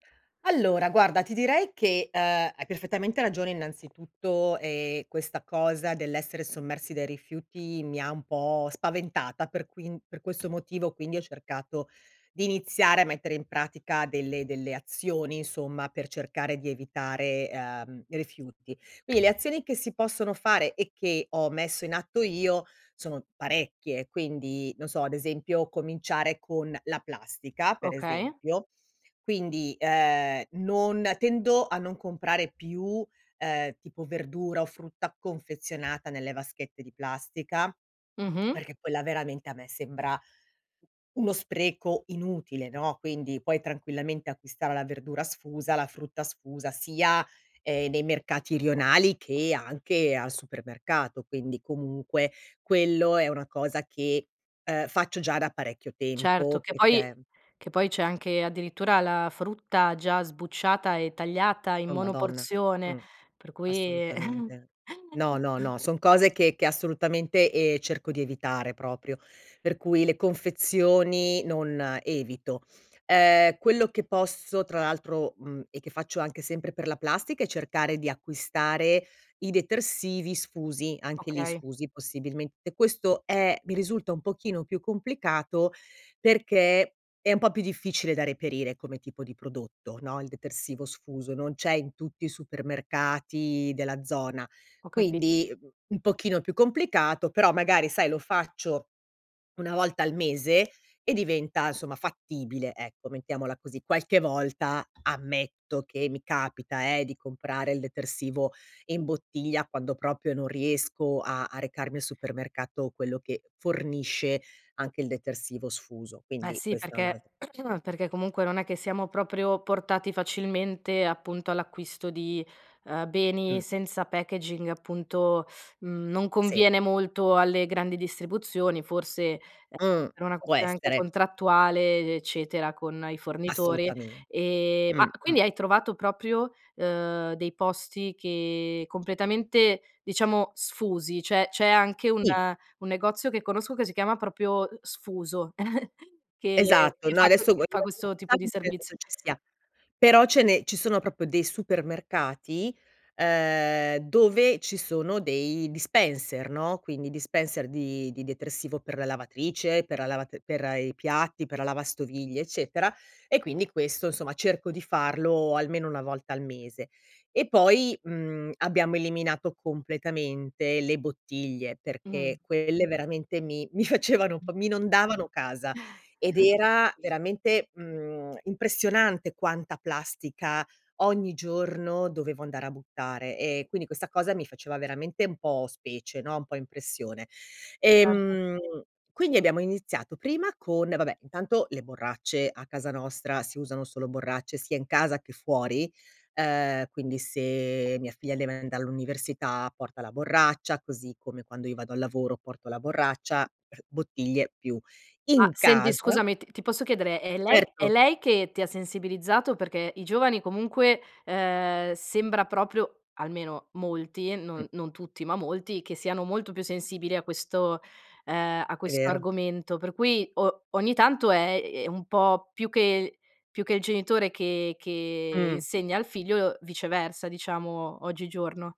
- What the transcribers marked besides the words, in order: "Quindi" said as "quidi"; chuckle; throat clearing; tapping; "proprio, uhm" said as "propio"; giggle; unintelligible speech; laughing while speaking: "facevano"; chuckle; other background noise
- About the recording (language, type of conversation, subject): Italian, podcast, Cosa fai ogni giorno per ridurre i rifiuti?